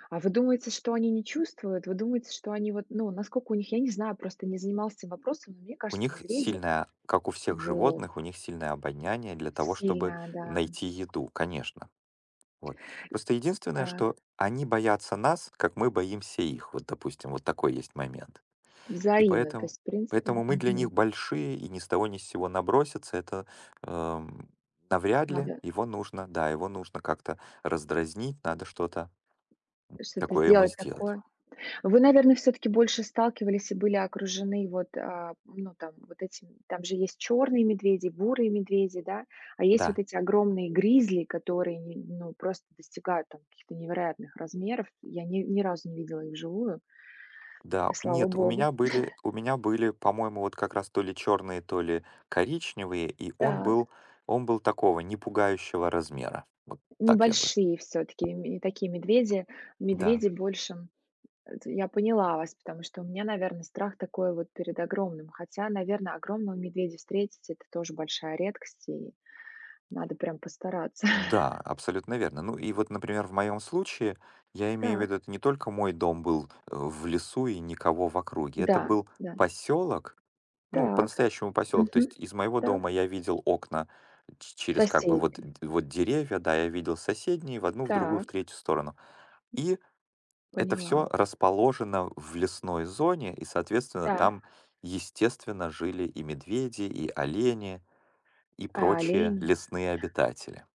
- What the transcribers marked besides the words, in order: other background noise; tapping; chuckle; chuckle
- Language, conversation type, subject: Russian, unstructured, Какие животные кажутся тебе самыми опасными и почему?